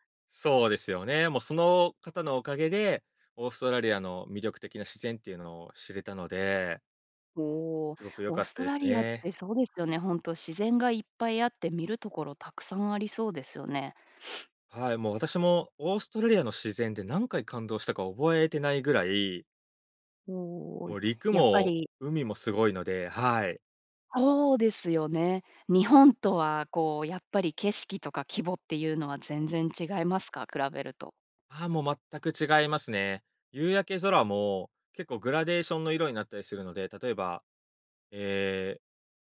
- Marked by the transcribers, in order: sniff
- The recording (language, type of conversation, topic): Japanese, podcast, 自然の中で最も感動した体験は何ですか？